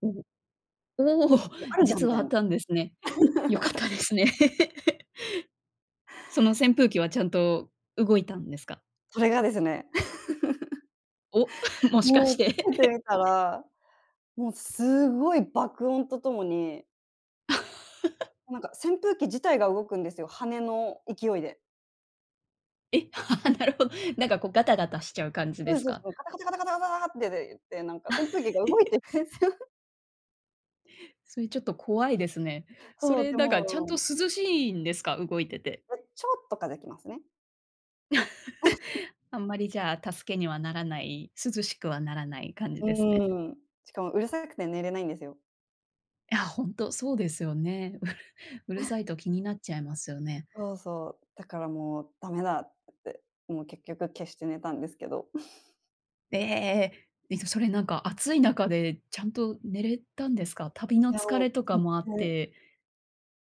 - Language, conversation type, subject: Japanese, podcast, 一番忘れられない旅行の話を聞かせてもらえますか？
- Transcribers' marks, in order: laughing while speaking: "おお"; laughing while speaking: "良かったですね"; laugh; laugh; laughing while speaking: "お、もしかして"; laugh; laugh; laughing while speaking: "え、ああ、なるほ"; laugh; laughing while speaking: "動いてるんすよ"; laugh; other background noise; laugh; chuckle; chuckle